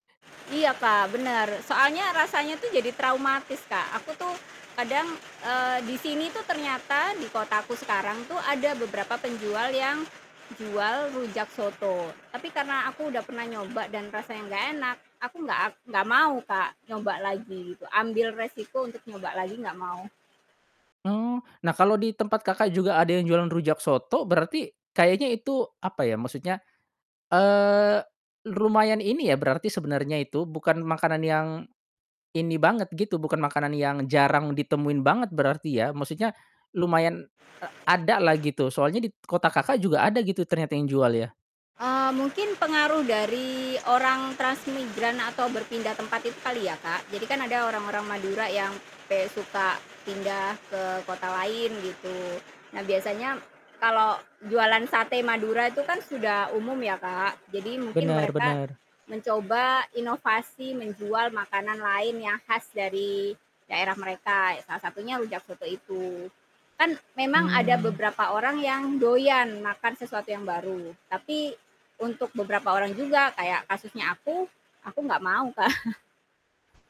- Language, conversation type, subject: Indonesian, podcast, Ceritakan pengalaman Anda saat mencoba makanan lokal yang membuat Anda kaget?
- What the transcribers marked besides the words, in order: static; "lumayan" said as "rumayan"; chuckle; other background noise